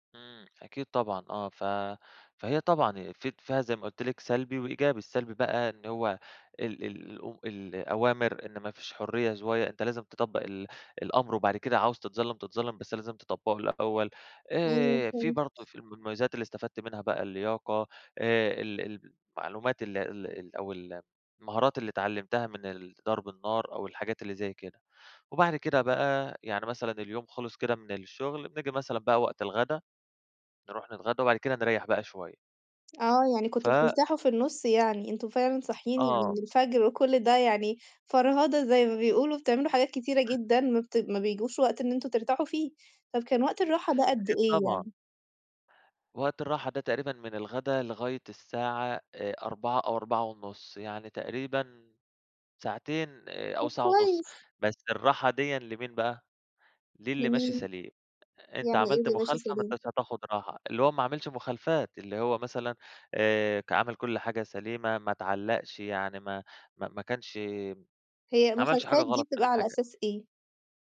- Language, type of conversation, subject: Arabic, podcast, احكيلي عن تجربة غيّرتك: إيه أهم درس اتعلمته منها؟
- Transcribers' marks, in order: "شوية" said as "زُويّة"; other background noise; tapping